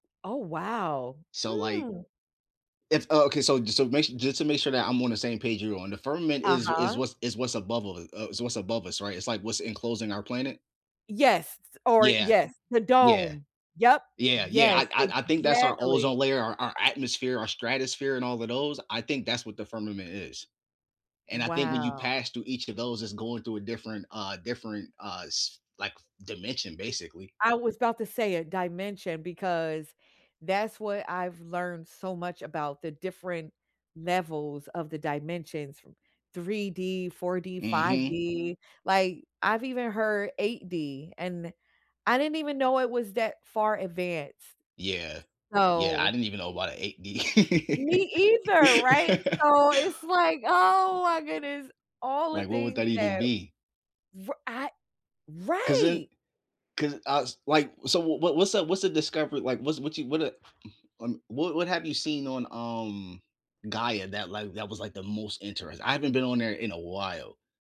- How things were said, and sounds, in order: surprised: "Hmm"; tapping; laughing while speaking: "8D"; laugh; other background noise; stressed: "while"
- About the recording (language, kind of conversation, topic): English, unstructured, How do discoveries change the way we see the world?
- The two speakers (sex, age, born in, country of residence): female, 40-44, United States, United States; male, 30-34, United States, United States